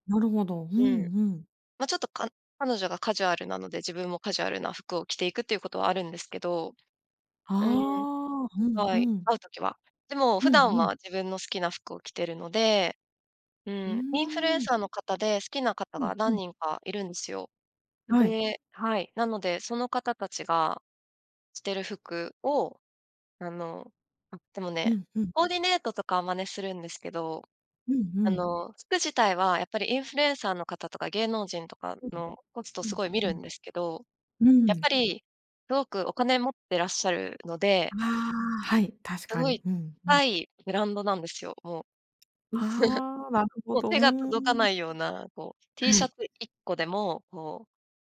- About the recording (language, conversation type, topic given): Japanese, podcast, SNSは服選びに影響してる？
- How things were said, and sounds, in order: unintelligible speech; giggle